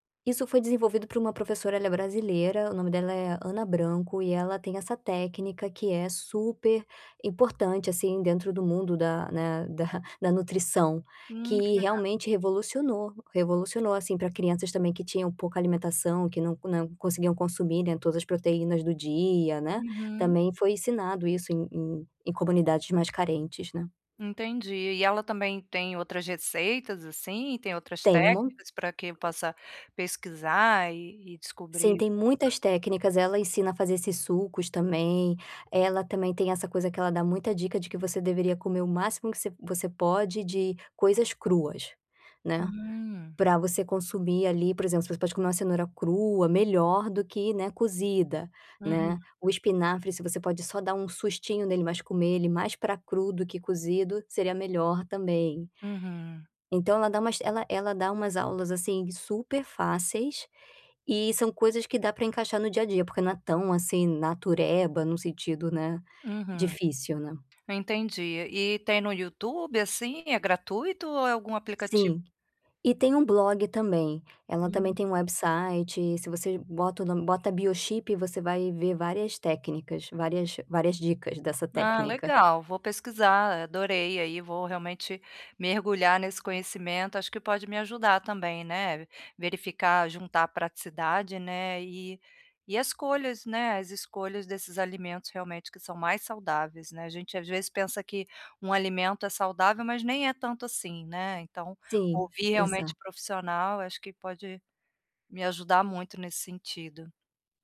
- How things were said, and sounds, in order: tapping; unintelligible speech
- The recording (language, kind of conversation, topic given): Portuguese, advice, Como posso equilibrar praticidade e saúde ao escolher alimentos?